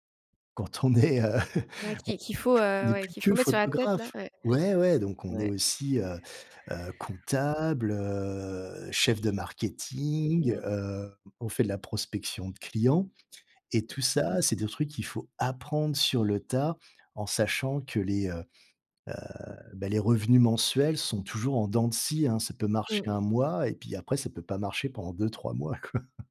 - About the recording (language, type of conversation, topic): French, podcast, Peux-tu raconter un tournant important dans ta carrière ?
- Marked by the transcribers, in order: laughing while speaking: "est, heu"; other background noise; other noise; laughing while speaking: "quoi"